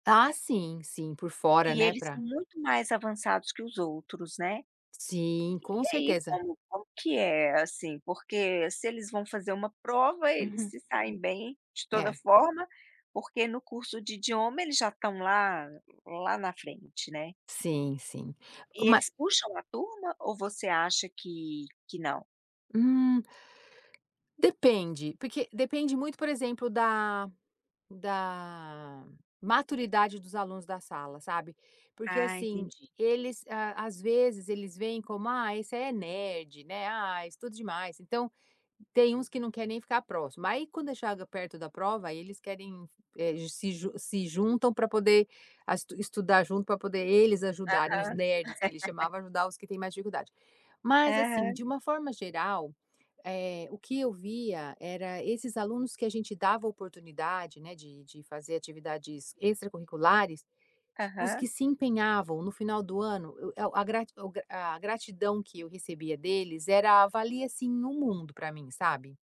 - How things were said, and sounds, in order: tapping; laugh
- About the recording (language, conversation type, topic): Portuguese, podcast, O que te dá orgulho na sua profissão?